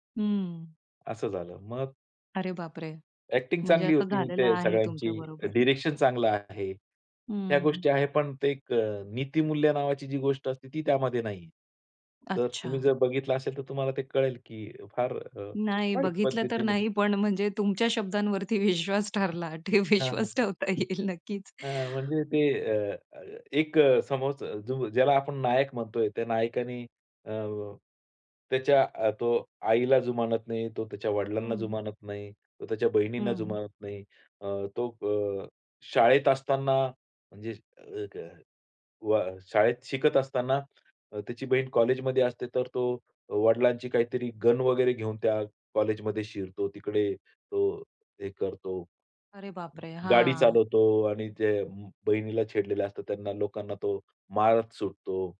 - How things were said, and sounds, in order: in English: "अ‍ॅक्टिंग"; other background noise; laughing while speaking: "विश्वास ठेवता येईल"; tapping
- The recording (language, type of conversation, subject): Marathi, podcast, सिनेमाने समाजाला संदेश द्यावा की फक्त मनोरंजन करावे?